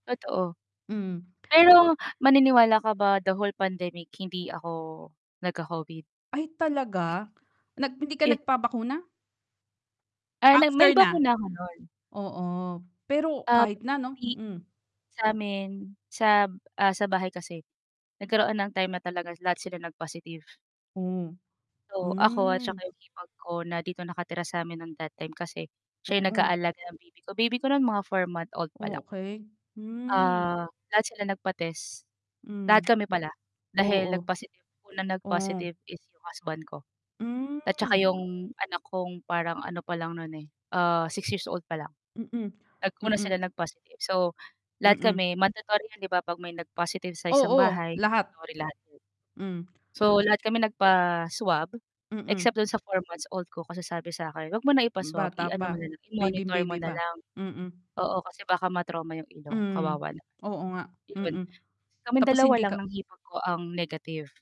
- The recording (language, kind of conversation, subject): Filipino, unstructured, Ano ang mga positibong epekto ng pagtutulungan sa panahon ng pandemya?
- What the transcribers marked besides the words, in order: static; distorted speech; tapping